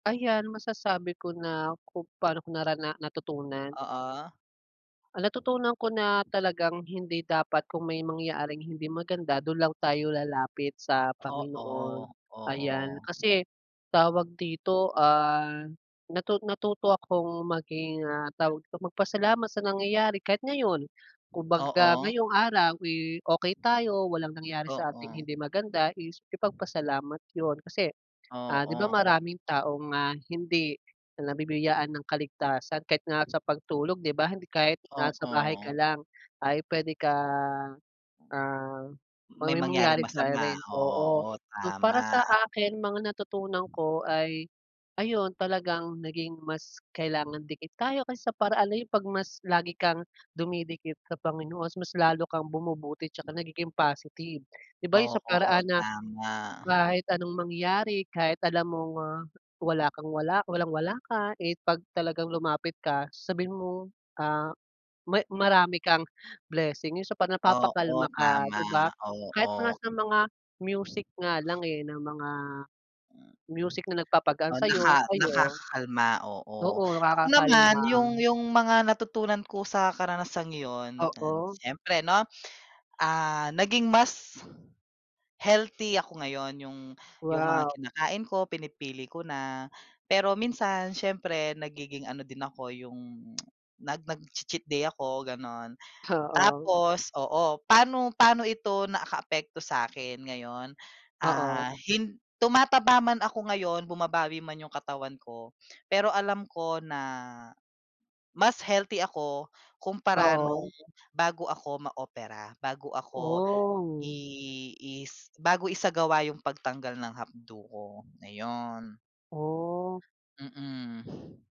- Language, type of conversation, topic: Filipino, unstructured, Ano ang pinakamasakit na nangyari sa iyo kamakailan?
- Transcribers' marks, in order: tapping; wind; other background noise; tsk; snort